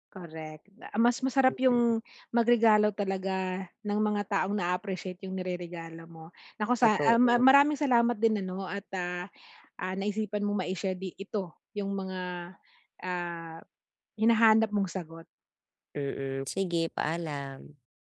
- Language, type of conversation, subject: Filipino, advice, Paano ako makakahanap ng magandang regalong siguradong magugustuhan ng mahal ko?
- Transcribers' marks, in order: none